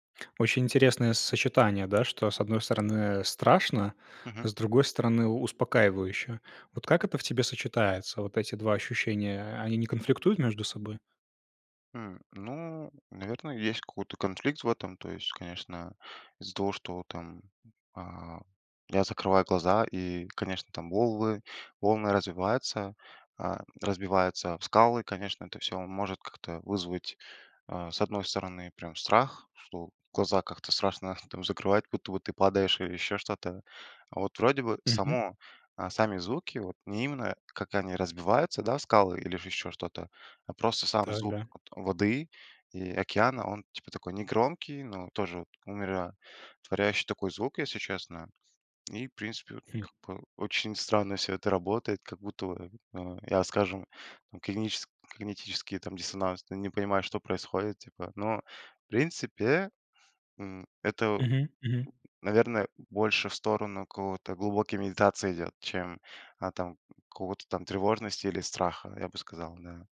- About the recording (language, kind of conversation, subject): Russian, podcast, Какие звуки природы тебе нравятся слушать и почему?
- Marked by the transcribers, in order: tapping; "если" said as "еси"; other background noise